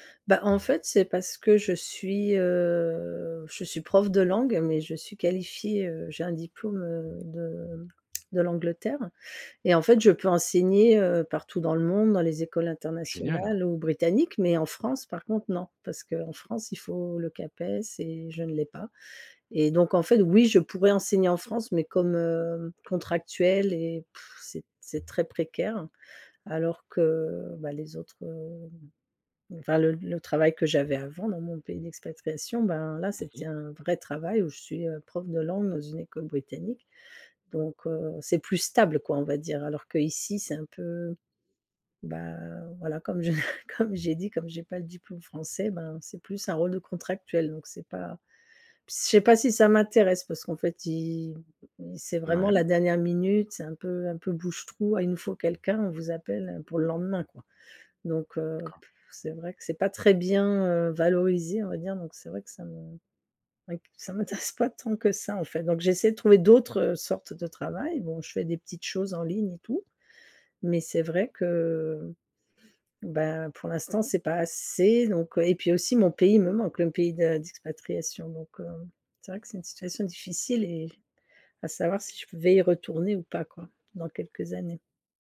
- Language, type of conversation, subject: French, advice, Faut-il changer de pays pour une vie meilleure ou rester pour préserver ses liens personnels ?
- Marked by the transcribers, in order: tapping; tsk; chuckle; laughing while speaking: "m'intéresse"